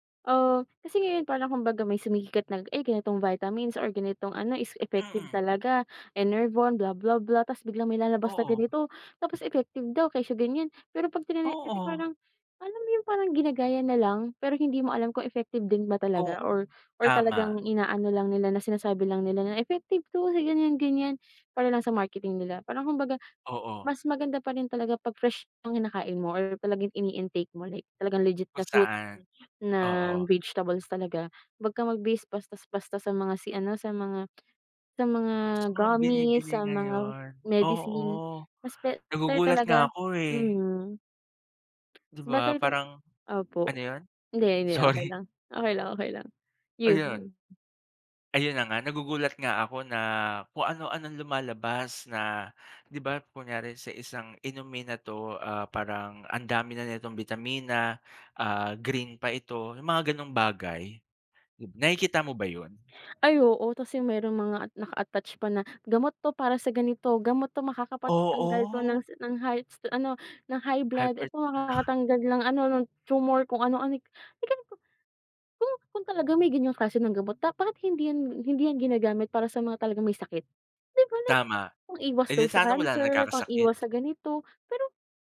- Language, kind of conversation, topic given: Filipino, unstructured, Paano mo pinoprotektahan ang sarili mo laban sa mga sakit?
- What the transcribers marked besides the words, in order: in English: "marketing"; in English: "ini-intake"; tsk; in English: "gummies"; in English: "medicine"; in English: "better"; tapping; laughing while speaking: "Sorry"; in English: "naka-attach"; chuckle